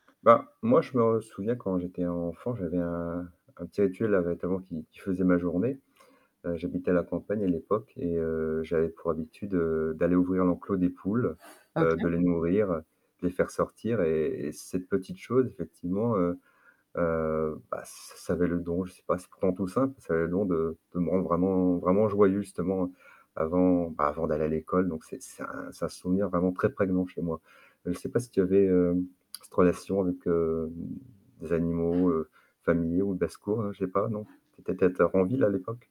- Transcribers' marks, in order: static; tapping; other background noise
- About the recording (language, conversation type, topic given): French, unstructured, Quelle petite joie simple illumine ta journée ?
- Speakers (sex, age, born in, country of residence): female, 30-34, France, France; male, 50-54, France, France